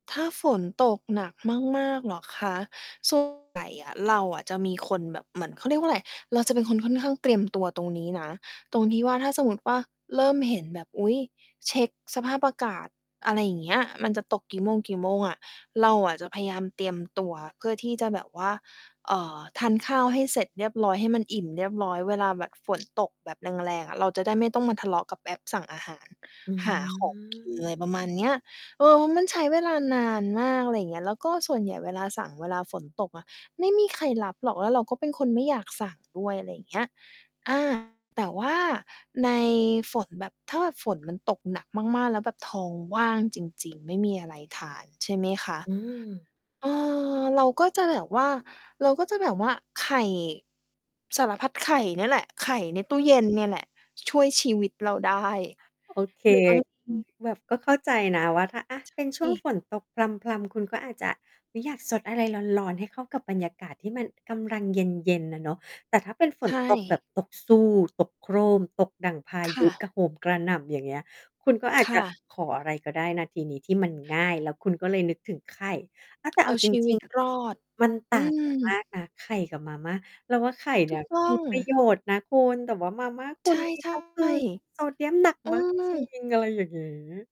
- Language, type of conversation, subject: Thai, podcast, เวลาฝนตก คุณชอบกินอะไรที่สุด เพราะอะไรถึงทำให้รู้สึกอบอุ่น?
- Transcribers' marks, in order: distorted speech; mechanical hum; drawn out: "อืม"; unintelligible speech